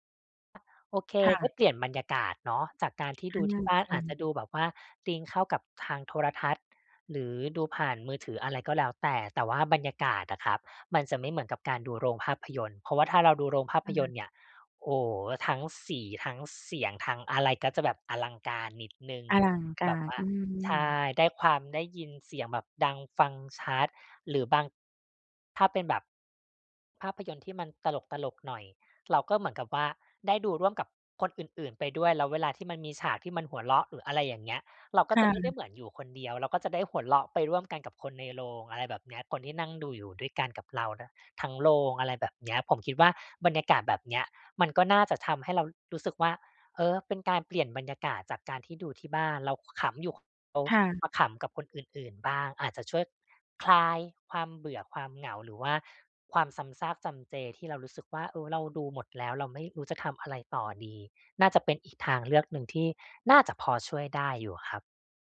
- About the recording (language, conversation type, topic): Thai, advice, เวลาว่างแล้วรู้สึกเบื่อ ควรทำอะไรดี?
- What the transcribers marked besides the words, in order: other noise; other background noise; in English: "sync"